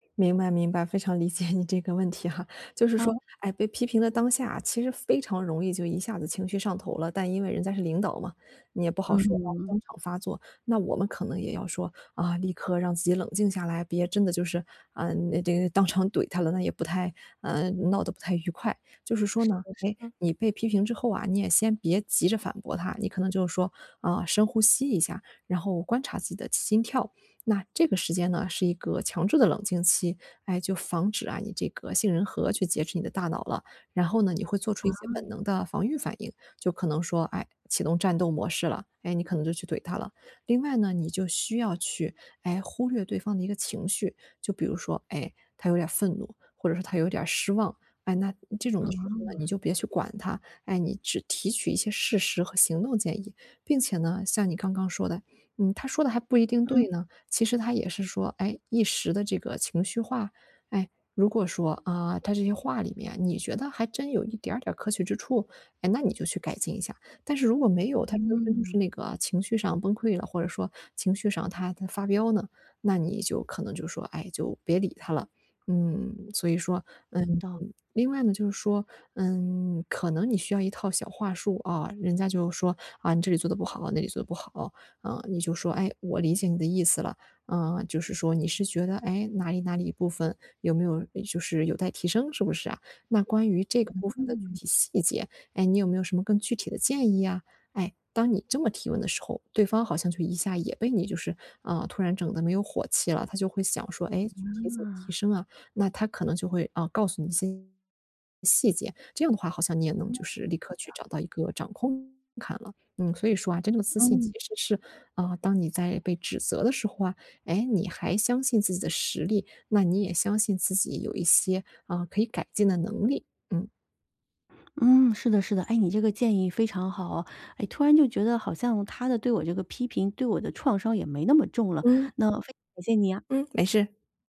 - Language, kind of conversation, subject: Chinese, advice, 被批评时我如何保持自信？
- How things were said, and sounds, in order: laughing while speaking: "理解"; laughing while speaking: "哈"